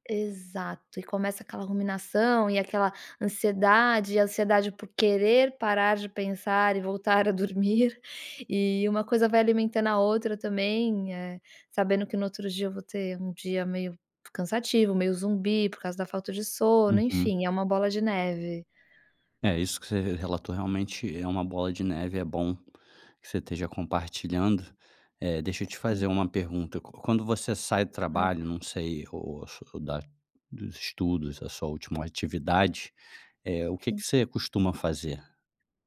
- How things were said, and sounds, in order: none
- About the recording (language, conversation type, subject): Portuguese, advice, Como lidar com o estresse ou a ansiedade à noite que me deixa acordado até tarde?